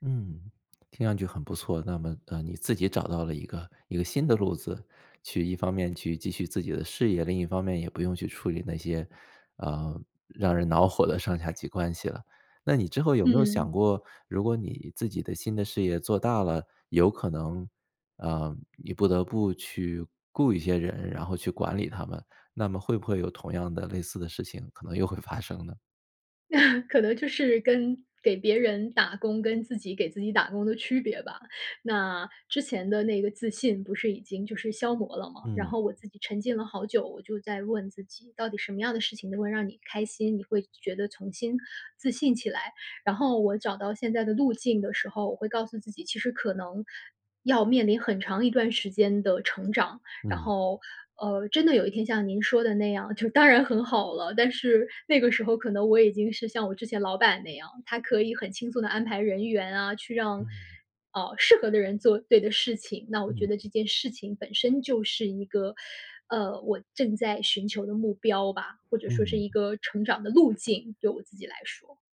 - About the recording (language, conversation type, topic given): Chinese, podcast, 受伤后你如何处理心理上的挫败感？
- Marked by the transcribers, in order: tapping; laughing while speaking: "发生"; chuckle; laughing while speaking: "当然"; other background noise